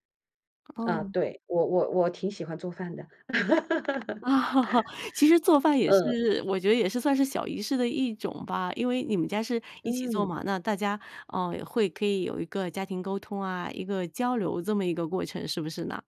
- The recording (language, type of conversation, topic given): Chinese, podcast, 你每天有没有必做的生活小仪式？
- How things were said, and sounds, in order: tapping; chuckle; giggle